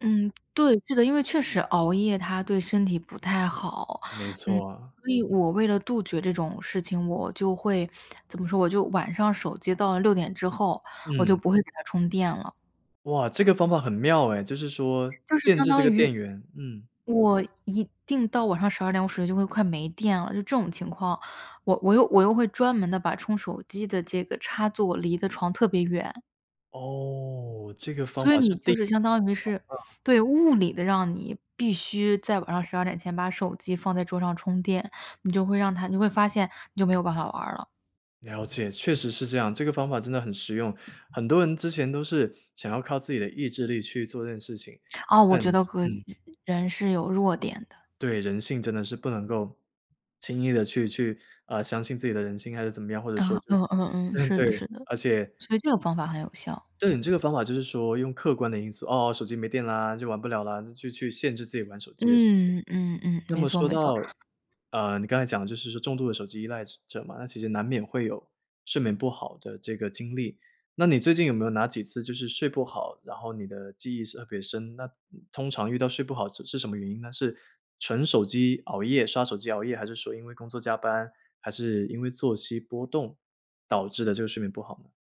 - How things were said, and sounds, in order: other background noise; unintelligible speech; chuckle
- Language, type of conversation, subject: Chinese, podcast, 睡眠不好时你通常怎么办？